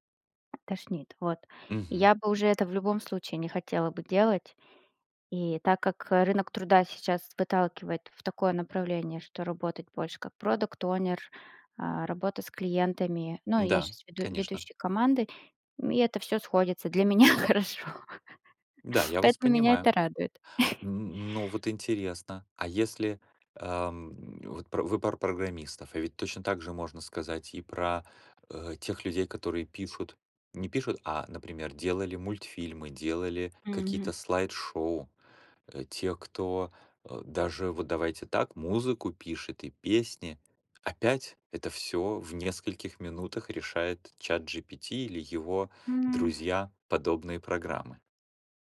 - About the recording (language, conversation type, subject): Russian, unstructured, Что нового в технологиях тебя больше всего радует?
- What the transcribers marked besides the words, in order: tapping; in English: "product owner"; laughing while speaking: "Для меня хорошо"; chuckle; other background noise